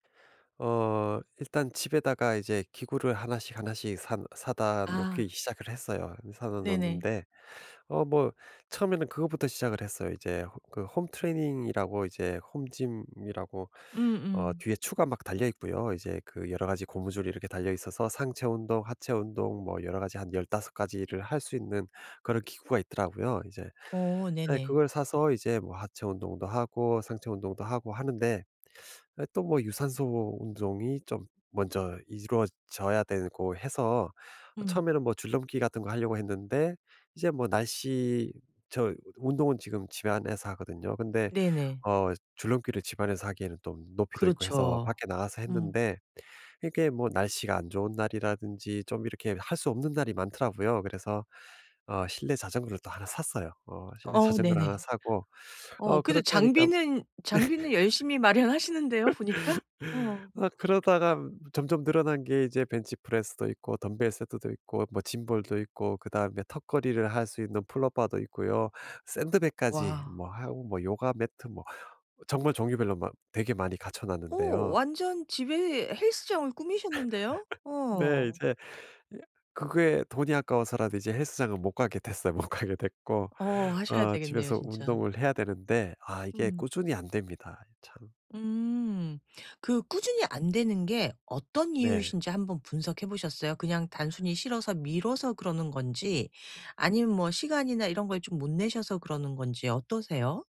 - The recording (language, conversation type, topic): Korean, advice, 운동을 꾸준히 못해서 불안할 때, 불안을 줄이면서 운동을 시작해 계속 이어가려면 어떻게 하면 좋을까요?
- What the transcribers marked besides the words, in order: in English: "home gym이라고"; laugh; other noise; laugh; laughing while speaking: "못 가게 됐고"; other background noise